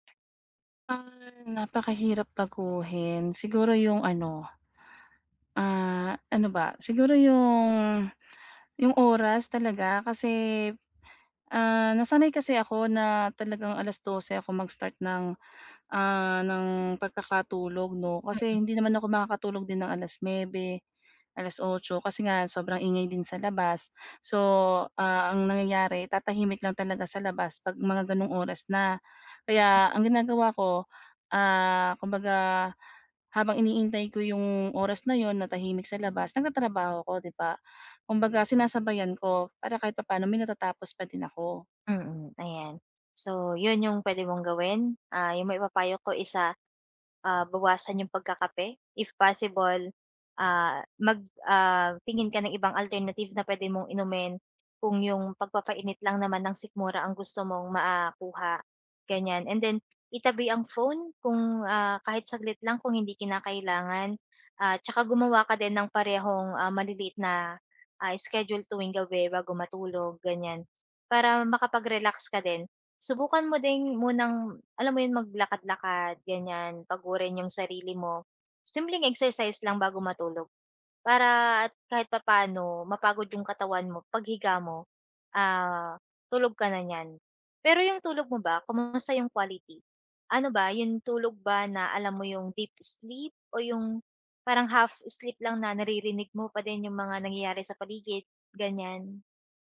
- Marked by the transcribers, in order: tapping; other background noise
- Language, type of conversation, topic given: Filipino, advice, Paano ko mapapanatili ang regular na oras ng pagtulog araw-araw?